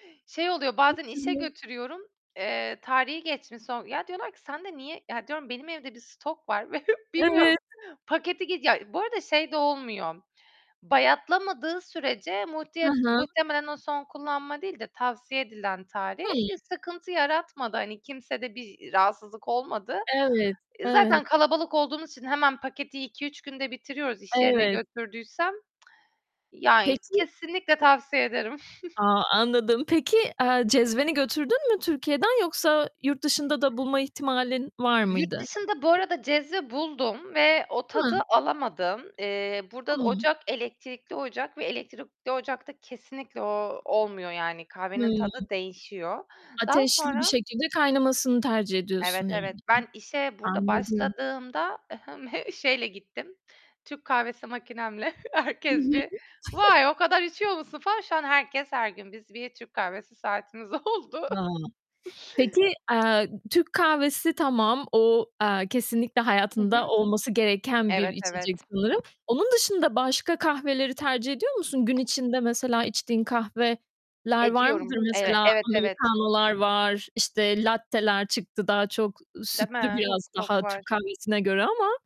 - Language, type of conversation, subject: Turkish, podcast, Sabahları kahve ya da çay hazırlama rutinin nasıl oluyor?
- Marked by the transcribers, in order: distorted speech; other background noise; laughing while speaking: "ve bilmiyorum"; chuckle; tapping; unintelligible speech; chuckle; laughing while speaking: "saatimiz oldu"; chuckle; in English: "Americano'lar"; in English: "latte'ler"